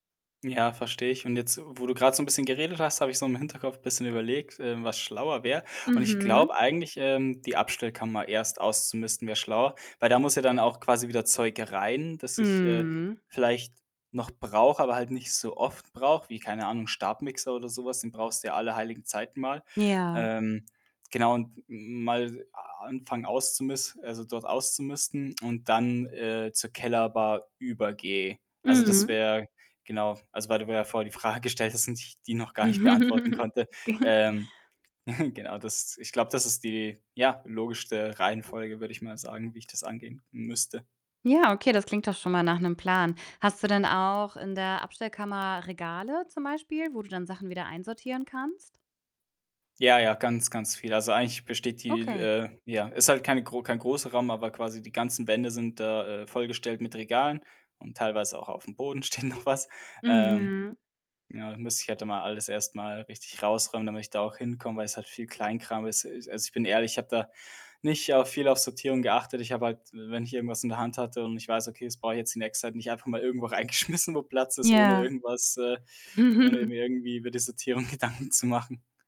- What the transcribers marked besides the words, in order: other background noise; distorted speech; laughing while speaking: "Frage"; chuckle; unintelligible speech; snort; laughing while speaking: "steht noch"; laughing while speaking: "reingeschmissen"; static; chuckle; laughing while speaking: "Sortierung Gedanken zu machen"
- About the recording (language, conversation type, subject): German, advice, Meine Wohnung ist voller Sachen – wo fange ich am besten mit dem Ausmisten an?